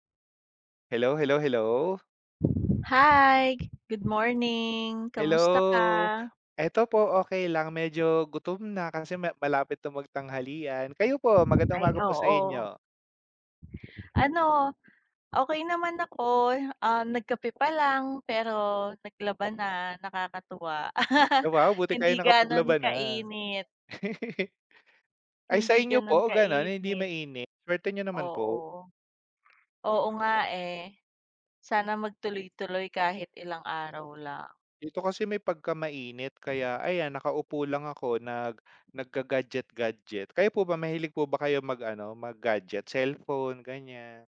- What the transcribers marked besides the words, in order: wind; laugh; laugh
- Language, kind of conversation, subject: Filipino, unstructured, Anong aplikasyon ang palagi mong ginagamit at bakit?